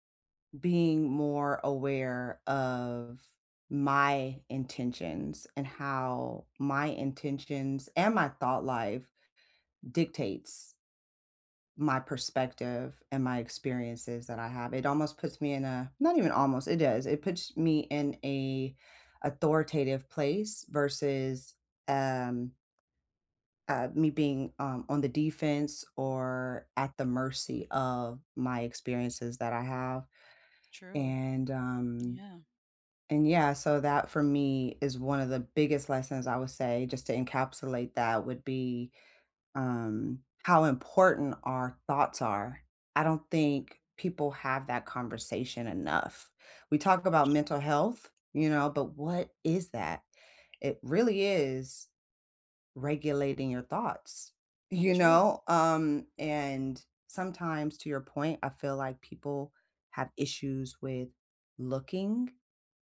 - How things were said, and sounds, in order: tapping; laughing while speaking: "You know?"
- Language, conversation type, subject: English, unstructured, What’s the biggest surprise you’ve had about learning as an adult?